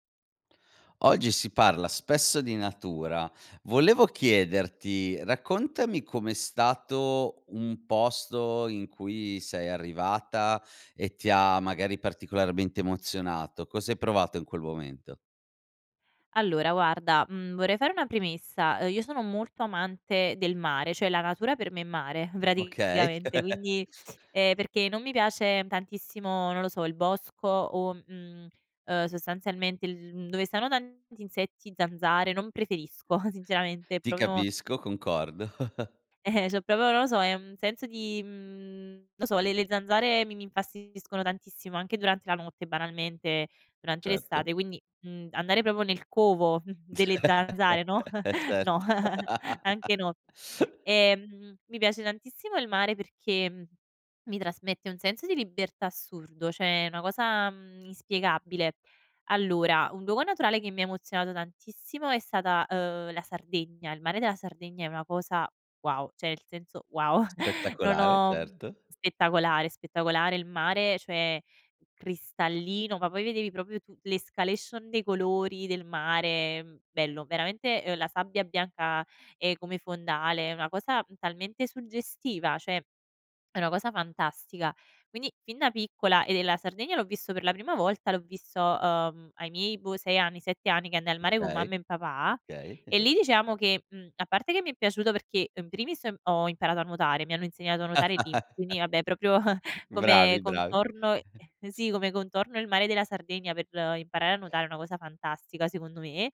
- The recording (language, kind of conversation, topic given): Italian, podcast, Qual è un luogo naturale che ti ha davvero emozionato?
- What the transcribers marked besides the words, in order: "cioè" said as "ceh"; chuckle; tapping; chuckle; "proprio" said as "propio"; chuckle; "C'ho" said as "ciò"; "proprio" said as "propo"; "proprio" said as "propo"; chuckle; laughing while speaking: "Eh, certo!"; chuckle; laugh; "cioè" said as "ceh"; "cioè" said as "ceh"; "nel" said as "el"; chuckle; "proprio" said as "propio"; "cioè" said as "ceh"; "e" said as "em"; "diciamo" said as "diceamo"; chuckle; chuckle; "proprio" said as "propio"; chuckle; other background noise